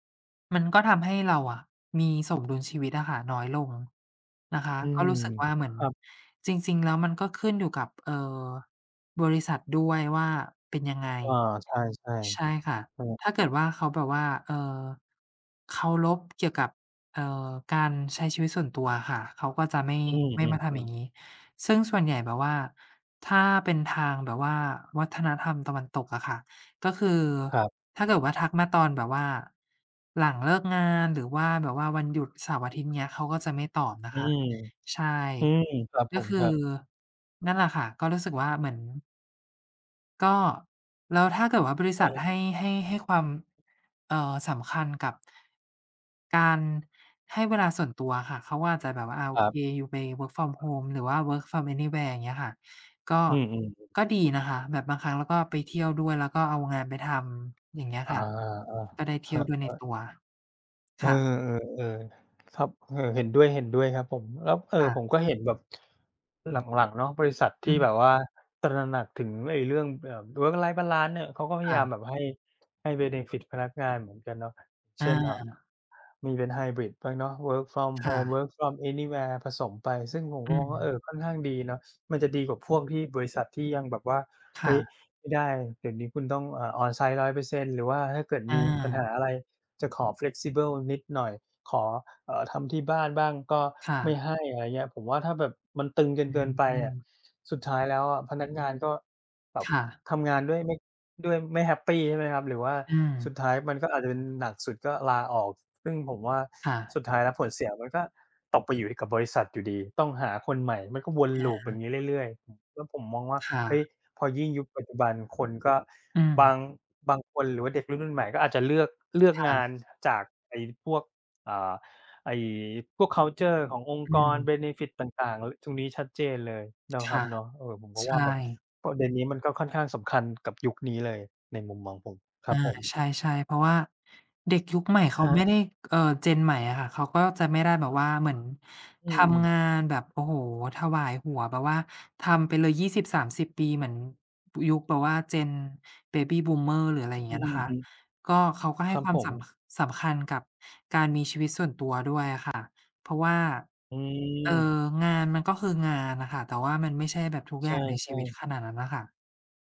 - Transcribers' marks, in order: tapping; in English: "Work from Home"; in English: "Work from Anywhere"; in English: "Work Life Balance"; in English: "เบเนฟิต"; in English: "Work from Home Work from Anywhere"; in English: "on-site"; in English: "Flexible"; other background noise; in English: "คัลเชอร์"; in English: "เบเนฟิต"
- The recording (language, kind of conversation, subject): Thai, unstructured, คุณคิดว่าสมดุลระหว่างงานกับชีวิตส่วนตัวสำคัญแค่ไหน?